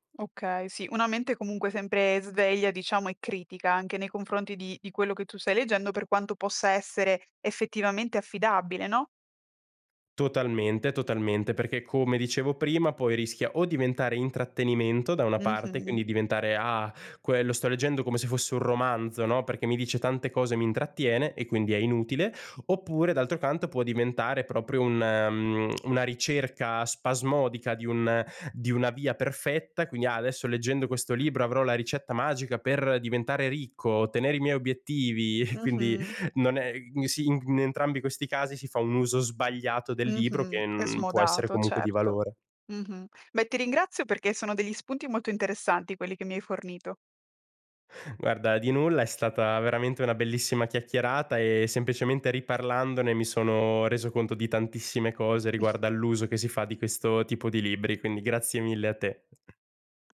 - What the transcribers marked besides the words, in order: tsk; laughing while speaking: "E"; chuckle; unintelligible speech; other background noise
- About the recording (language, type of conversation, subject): Italian, podcast, Qual è un libro che ti ha aperto gli occhi?